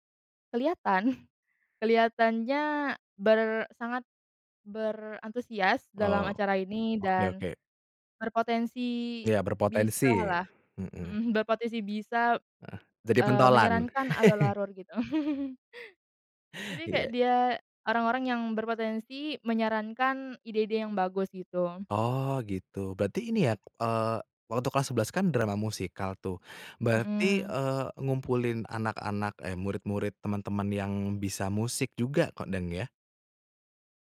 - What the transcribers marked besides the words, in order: laughing while speaking: "Kelihatan"; "alur-alur" said as "alul-alur"; chuckle
- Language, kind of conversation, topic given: Indonesian, podcast, Kamu punya kenangan sekolah apa yang sampai sekarang masih kamu ingat?